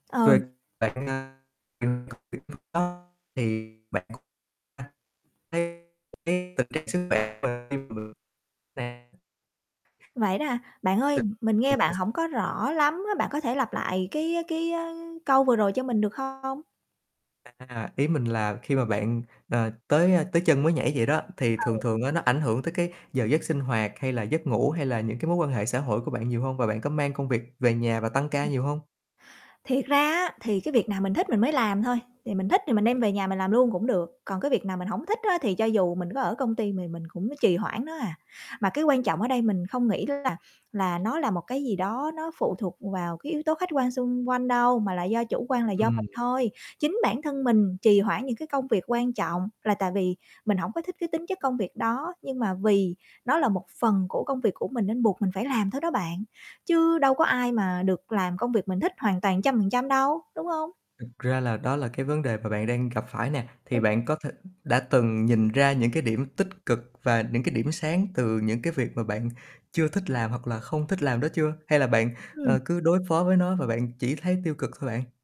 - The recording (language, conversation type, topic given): Vietnamese, advice, Vì sao bạn thường trì hoãn những công việc quan trọng đến phút chót?
- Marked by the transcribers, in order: static; distorted speech; unintelligible speech; unintelligible speech; unintelligible speech; tapping; unintelligible speech; mechanical hum; other background noise; unintelligible speech